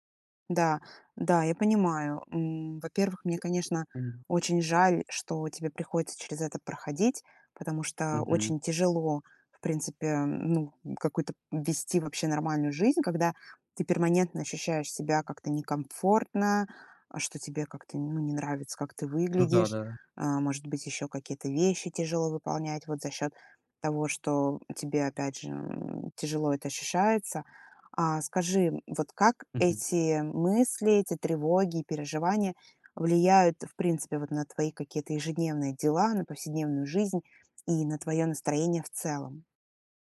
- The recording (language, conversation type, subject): Russian, advice, Как вы переживаете из-за своего веса и чего именно боитесь при мысли об изменениях в рационе?
- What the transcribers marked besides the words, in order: none